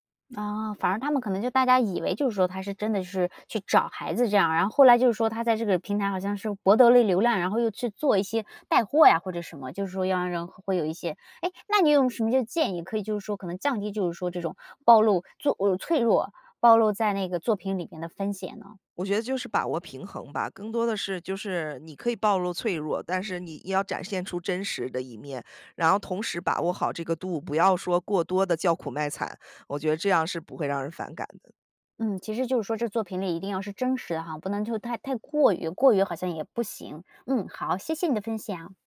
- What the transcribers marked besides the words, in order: none
- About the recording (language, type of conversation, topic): Chinese, podcast, 你愿意在作品里展现脆弱吗？